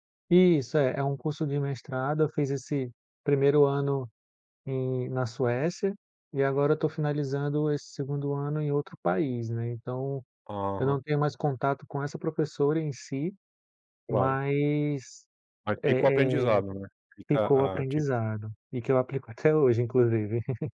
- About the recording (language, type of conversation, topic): Portuguese, podcast, Me conta uma experiência de aprendizado que mudou sua vida?
- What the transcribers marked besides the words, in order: chuckle